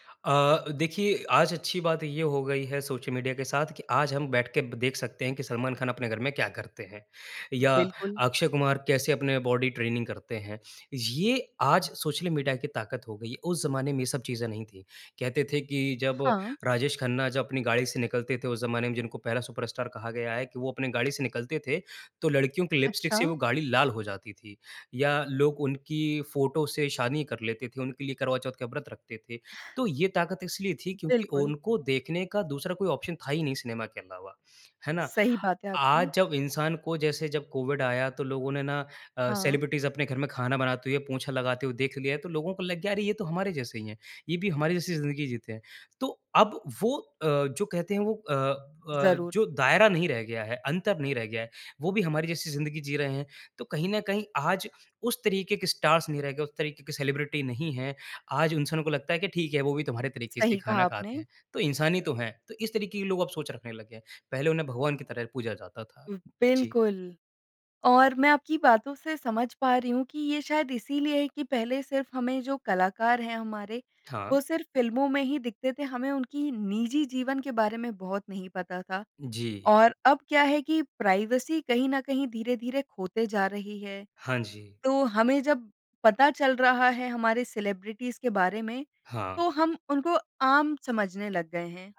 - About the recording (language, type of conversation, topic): Hindi, podcast, सोशल मीडिया ने सेलिब्रिटी संस्कृति को कैसे बदला है, आपके विचार क्या हैं?
- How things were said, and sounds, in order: in English: "बॉडी ट्रेनिंग"; "शादी" said as "शानी"; in English: "ऑप्शन"; in English: "सेलिब्रिटीज़"; in English: "स्टार्स"; in English: "सेलिब्रिटी"; in English: "प्राइवेसी"; in English: "सेलिब्रिटीज़"